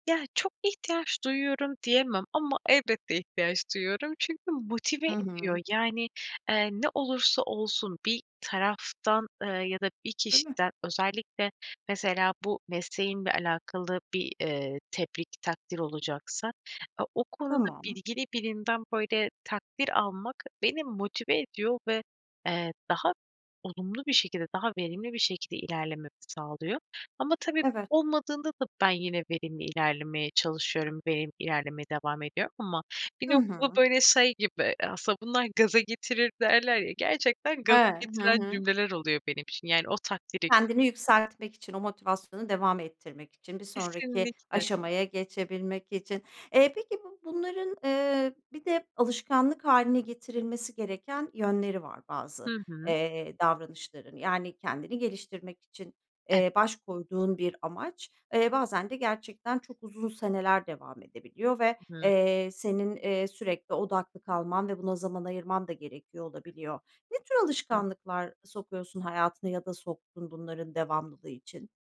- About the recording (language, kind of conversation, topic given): Turkish, podcast, Kendini geliştirmek için düzenli olarak neler yaparsın?
- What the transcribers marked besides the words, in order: none